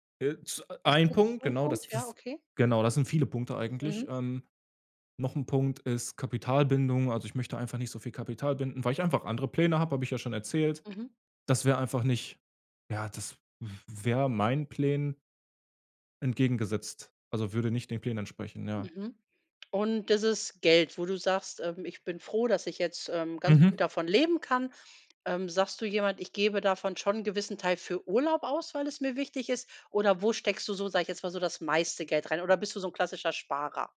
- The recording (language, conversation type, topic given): German, podcast, Wie beeinflusst Geld dein Gefühl von Erfolg?
- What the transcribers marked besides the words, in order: other background noise